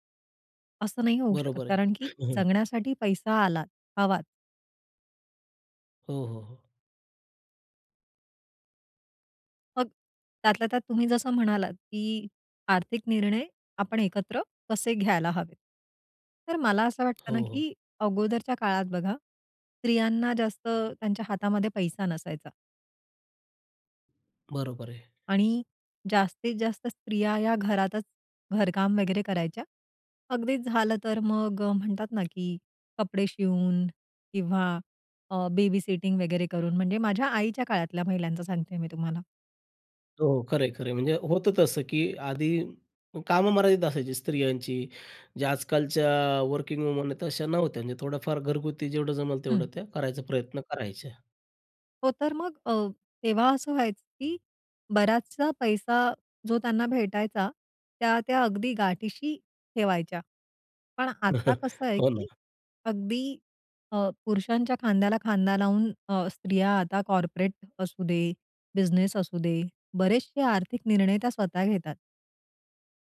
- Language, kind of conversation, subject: Marathi, podcast, घरात आर्थिक निर्णय तुम्ही एकत्र कसे घेता?
- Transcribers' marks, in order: chuckle; "मग" said as "अग"; tapping; in English: "बेबीसिटिंग"; in English: "वर्किंग वुमन"; chuckle; laughing while speaking: "हो ना"; in English: "कॉर्पोरेट"